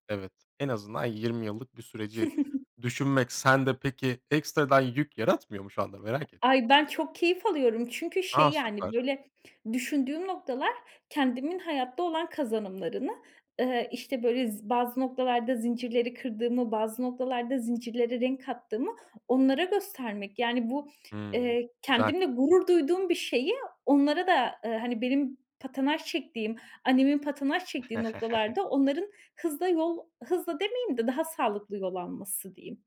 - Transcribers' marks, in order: giggle; chuckle
- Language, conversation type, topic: Turkish, podcast, Kendine şefkat göstermeyi nasıl öğreniyorsun?